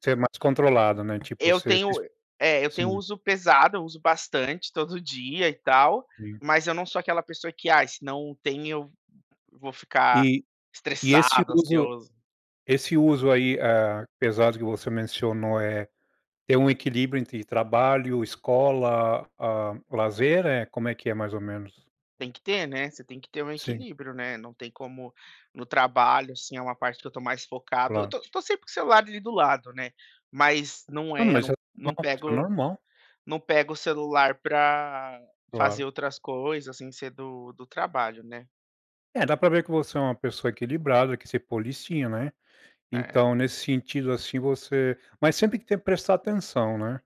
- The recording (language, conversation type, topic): Portuguese, podcast, Como a tecnologia mudou sua rotina diária?
- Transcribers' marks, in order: none